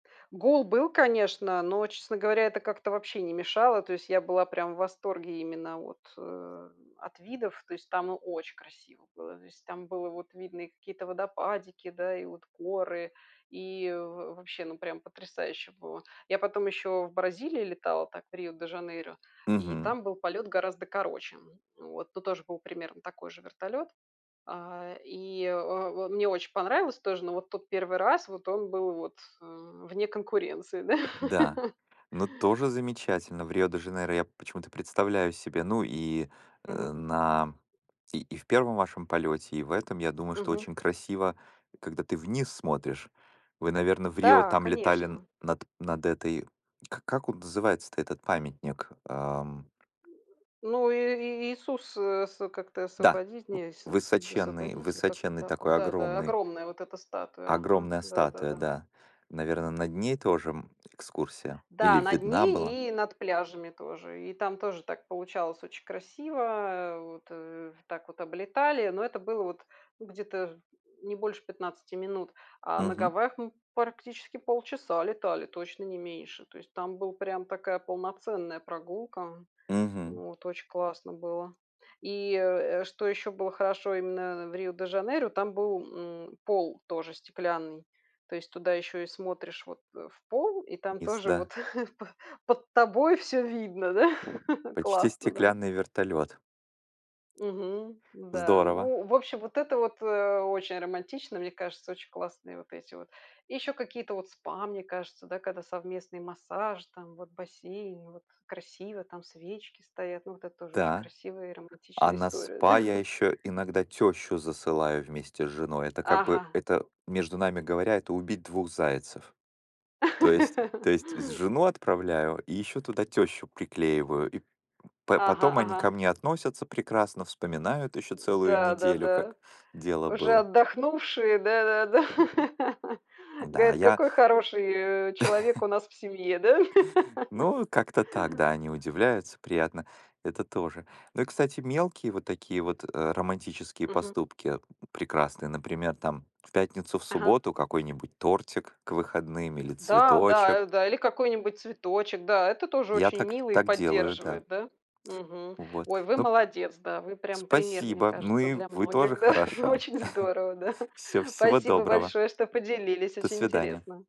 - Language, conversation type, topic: Russian, unstructured, Какие романтические поступки трогали тебя больше всего?
- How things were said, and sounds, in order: tapping; other background noise; laughing while speaking: "да"; chuckle; background speech; chuckle; laughing while speaking: "да"; chuckle; laughing while speaking: "да"; laughing while speaking: "да"; laugh; laughing while speaking: "да да да"; laugh; chuckle; laughing while speaking: "да?"; laugh; laughing while speaking: "Да"; chuckle